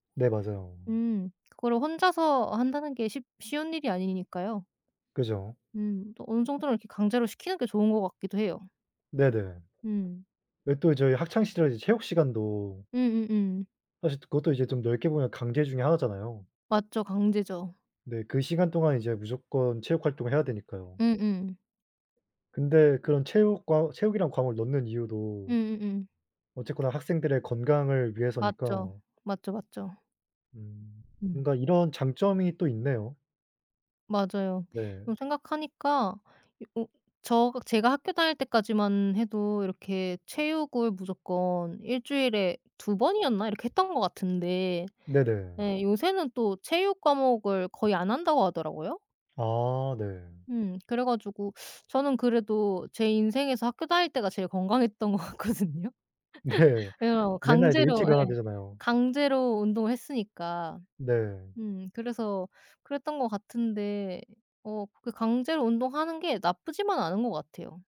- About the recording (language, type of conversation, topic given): Korean, unstructured, 운동을 억지로 시키는 것이 옳을까요?
- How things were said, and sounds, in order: other background noise; tapping; laughing while speaking: "같거든요"; laughing while speaking: "네"